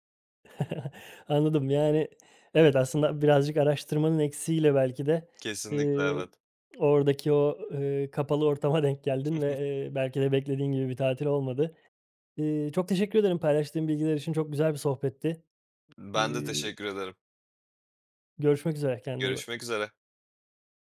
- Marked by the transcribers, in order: chuckle; other background noise; chuckle
- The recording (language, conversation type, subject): Turkish, podcast, Yalnız seyahat etmenin en iyi ve kötü tarafı nedir?